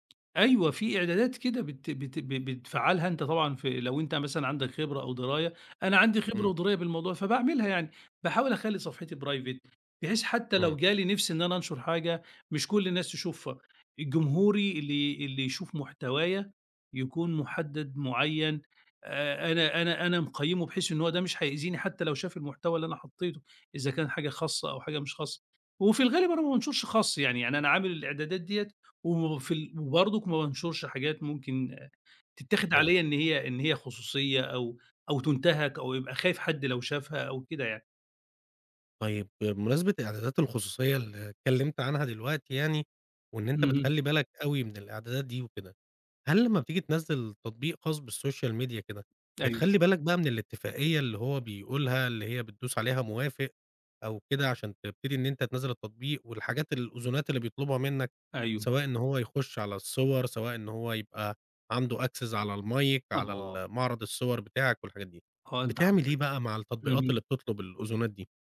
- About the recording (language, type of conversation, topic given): Arabic, podcast, إيه نصايحك عشان أحمي خصوصيتي على السوشال ميديا؟
- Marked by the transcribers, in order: tapping; in English: "private"; in English: "بالسوشيال ميديا"; in English: "access"; in English: "المايك"